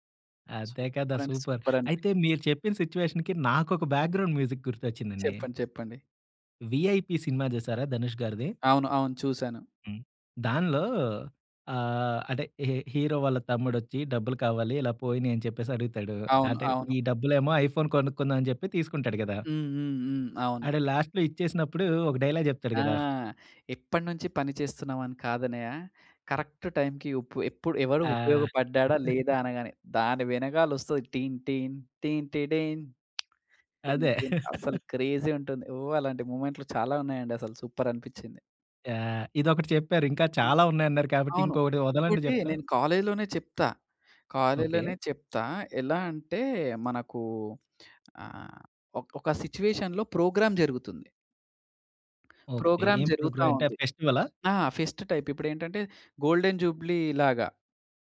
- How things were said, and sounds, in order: in English: "సూపర్"; stressed: "సూపర్"; in English: "సూపర్"; in English: "సూపర్"; stressed: "సూపర్"; in English: "సిట్యుయేషన్‌కి"; in English: "బ్యాక్గ్రౌండ్ మ్యూజిక్"; in English: "హీరో"; in English: "ఐఫోన్"; in English: "లాస్ట్‌లో"; in English: "డైలాగ్"; in English: "కరెక్ట్"; chuckle; humming a tune; tapping; in English: "క్రేజీ"; laugh; in English: "సూపర్"; other background noise; in English: "సిట్యుయేషన్‌లో ప్రోగ్రామ్"; in English: "ప్రోగ్రామ్"; in English: "ప్రోగ్రామ్?"; in English: "ఫెస్టివలా?"; in English: "ఫెస్ట్ టైప్"; in English: "గోల్డెన్"
- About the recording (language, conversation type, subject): Telugu, podcast, నీ జీవితానికి నేపథ్య సంగీతం ఉంటే అది ఎలా ఉండేది?